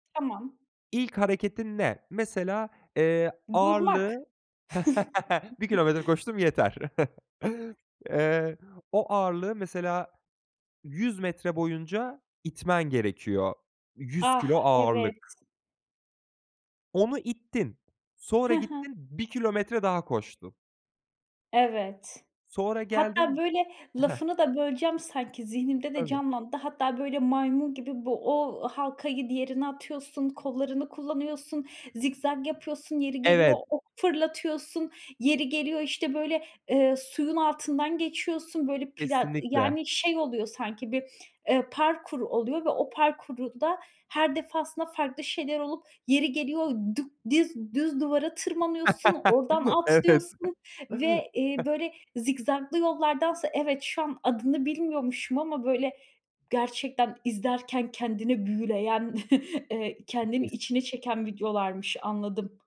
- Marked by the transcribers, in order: laugh; chuckle; chuckle; tapping; laugh; laughing while speaking: "Evet"; chuckle; chuckle
- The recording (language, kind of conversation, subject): Turkish, podcast, Yeni bir hobiye nasıl başlarsınız?